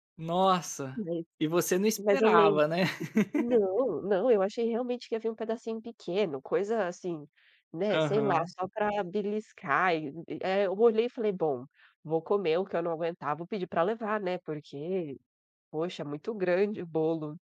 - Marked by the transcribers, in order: laugh
- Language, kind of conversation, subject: Portuguese, podcast, Qual foi a melhor comida que você já provou e por quê?